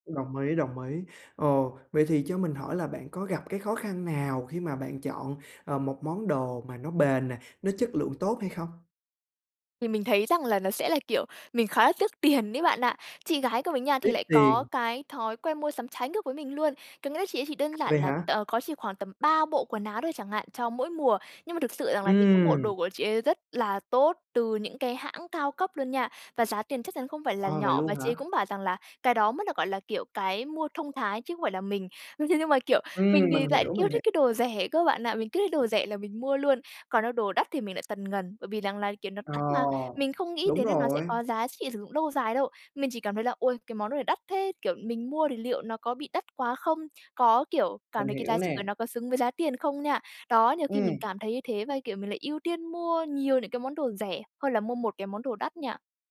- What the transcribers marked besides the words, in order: tapping
- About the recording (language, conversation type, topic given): Vietnamese, advice, Làm thế nào để ưu tiên chất lượng hơn số lượng khi mua sắm?